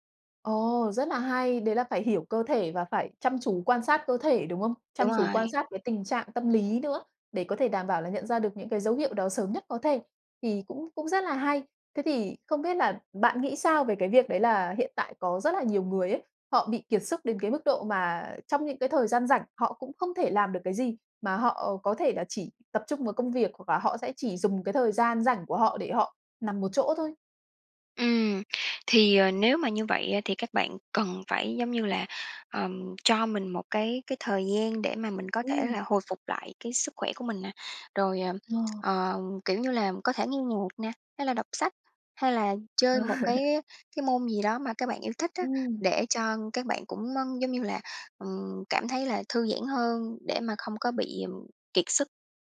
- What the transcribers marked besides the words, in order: tapping; laugh
- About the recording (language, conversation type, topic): Vietnamese, podcast, Bạn nhận ra mình sắp kiệt sức vì công việc sớm nhất bằng cách nào?